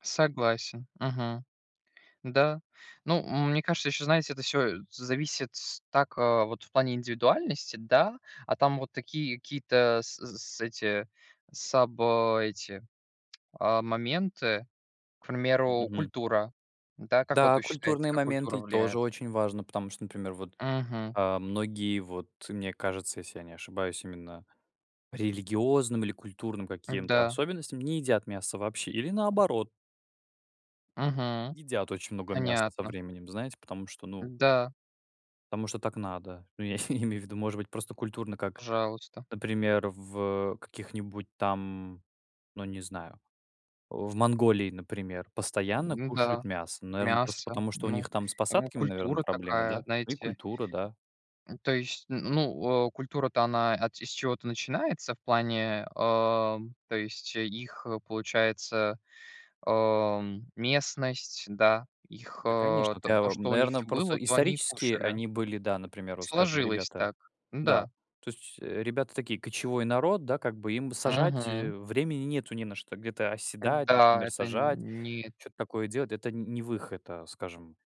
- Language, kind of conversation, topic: Russian, unstructured, Почему многие считают, что вегетарианство навязывается обществу?
- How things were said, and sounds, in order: chuckle; tapping